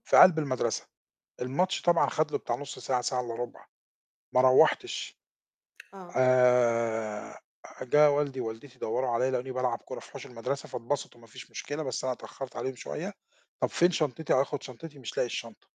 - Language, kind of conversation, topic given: Arabic, podcast, إيه أول درس اتعلمته في بيت أهلك؟
- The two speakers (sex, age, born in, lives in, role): female, 65-69, Egypt, Egypt, host; male, 50-54, Egypt, Portugal, guest
- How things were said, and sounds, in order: none